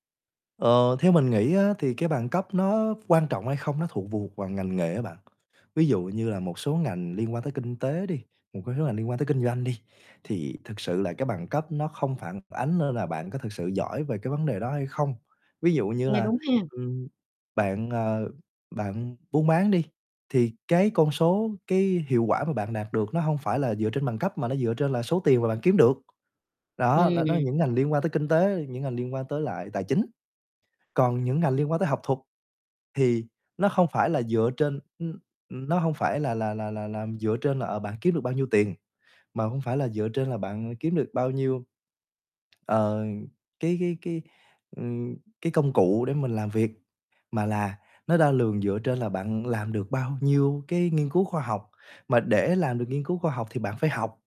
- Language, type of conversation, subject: Vietnamese, podcast, Sau khi tốt nghiệp, bạn chọn học tiếp hay đi làm ngay?
- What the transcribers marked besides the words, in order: tapping; other background noise